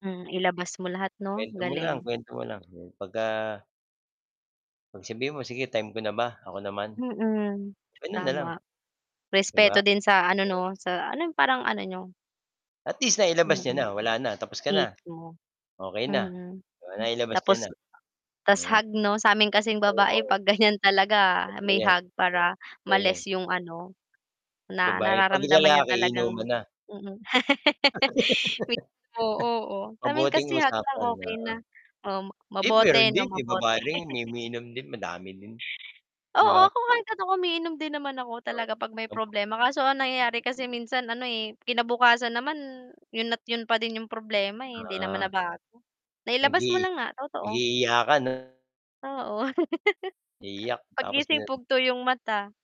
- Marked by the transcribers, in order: static; other background noise; distorted speech; tapping; laugh; unintelligible speech; "mabuti" said as "mabote"; "mabuti" said as "mabote"; laugh
- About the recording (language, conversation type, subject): Filipino, unstructured, Ano ang papel ng pakikinig sa paglutas ng alitan?
- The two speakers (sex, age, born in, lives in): female, 20-24, Philippines, Philippines; male, 50-54, Philippines, Philippines